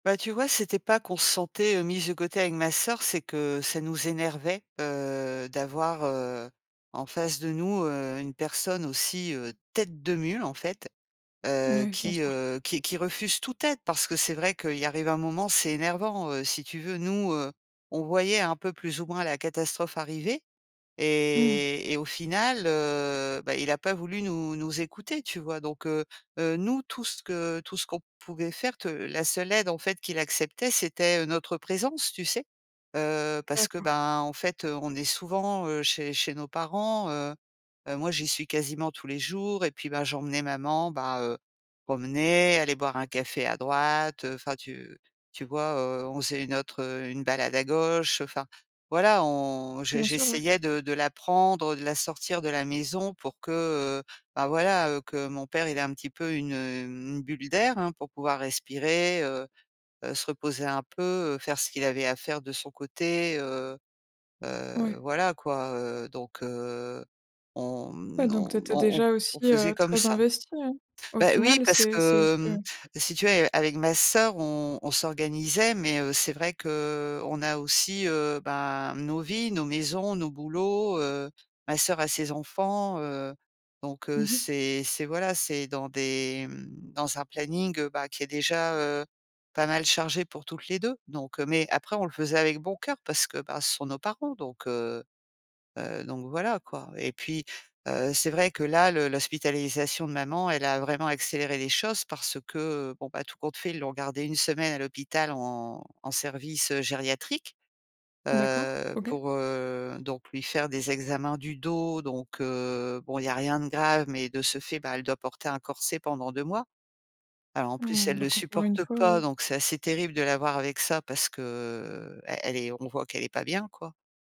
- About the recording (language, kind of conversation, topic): French, advice, Comment gérez-vous l’aide à apporter à un parent âgé dépendant ?
- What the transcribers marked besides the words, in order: stressed: "tête"; drawn out: "et"; drawn out: "on"; other background noise